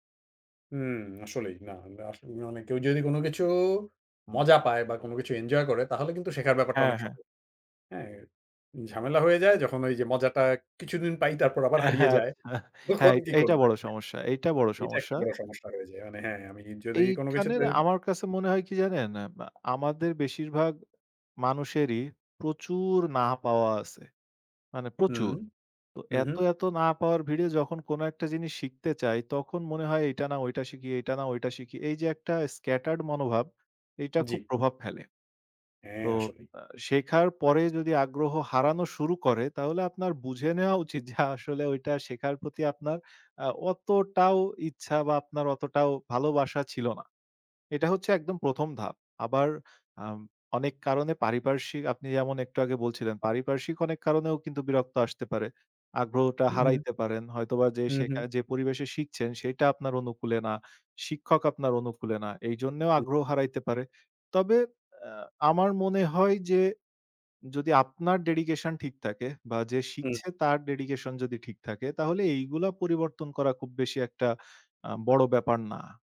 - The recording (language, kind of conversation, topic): Bengali, podcast, শিখতে আগ্রহ ধরে রাখার কৌশল কী?
- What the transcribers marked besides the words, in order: laughing while speaking: "তখন কি করবো?"; other background noise; in English: "scattered"; laughing while speaking: "আসলে"; tapping